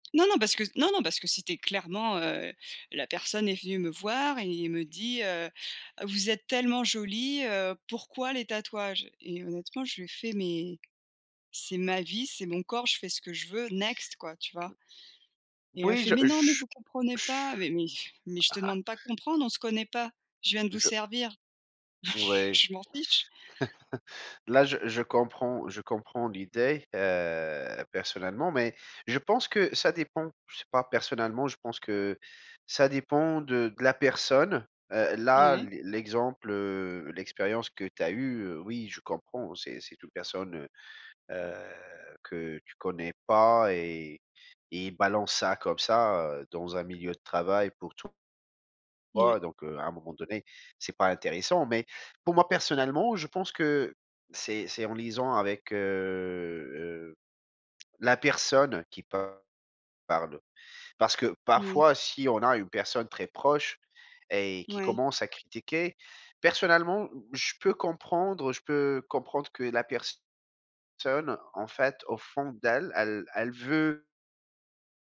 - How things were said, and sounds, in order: tapping; in English: "next"; other noise; chuckle; blowing; laughing while speaking: "Ben je"; chuckle; drawn out: "heu"; stressed: "personne"
- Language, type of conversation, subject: French, unstructured, Comment réagir lorsque quelqu’un critique ton style de vie ?